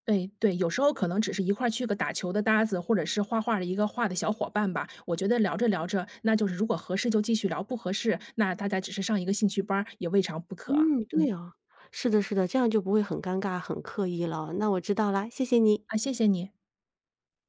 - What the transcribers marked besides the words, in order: none
- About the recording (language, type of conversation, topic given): Chinese, advice, 我在重建社交圈时遇到困难，不知道该如何结交新朋友？